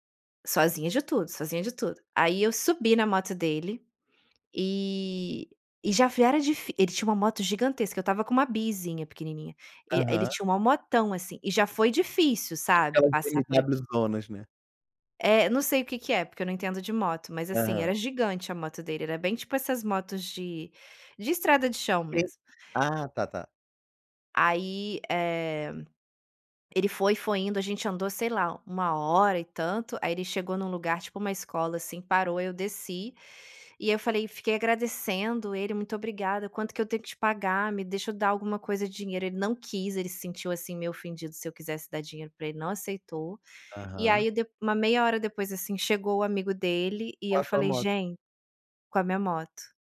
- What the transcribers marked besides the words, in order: none
- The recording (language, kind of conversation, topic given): Portuguese, podcast, Quais dicas você daria para viajar sozinho com segurança?